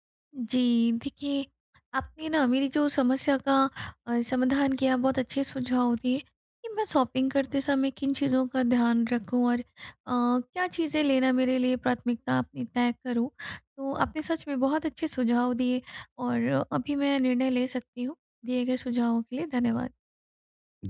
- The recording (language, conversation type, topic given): Hindi, advice, शॉपिंग करते समय सही निर्णय कैसे लूँ?
- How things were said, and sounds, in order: in English: "शॉपिंग"